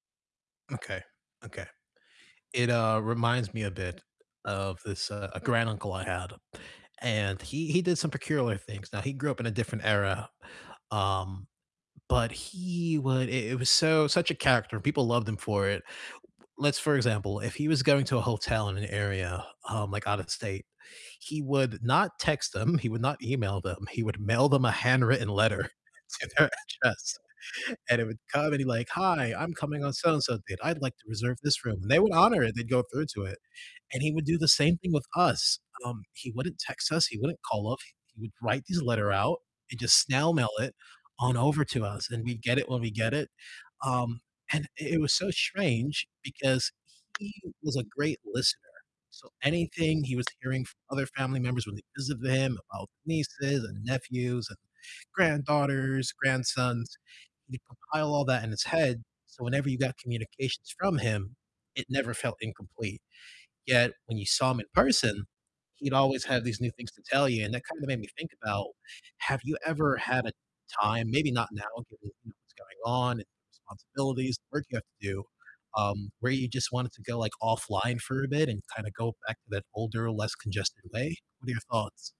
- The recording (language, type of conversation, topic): English, unstructured, When do you switch from texting to talking to feel more connected?
- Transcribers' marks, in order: static; distorted speech; laughing while speaking: "to their address"; other background noise; tapping